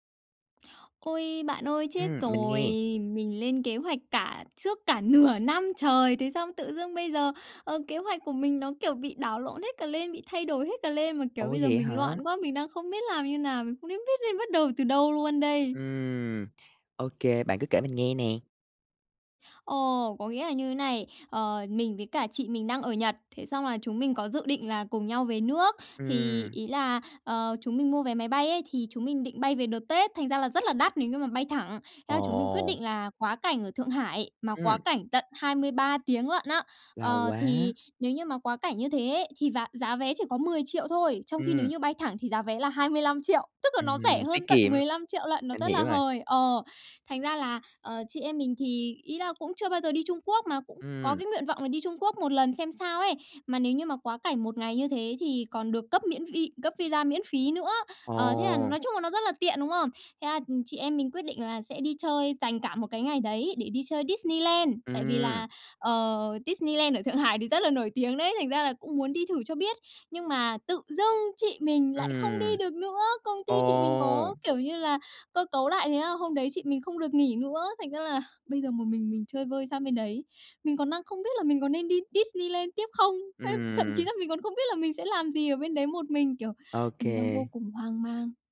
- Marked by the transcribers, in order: tapping
- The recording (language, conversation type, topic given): Vietnamese, advice, Tôi nên bắt đầu từ đâu khi gặp sự cố và phải thay đổi kế hoạch du lịch?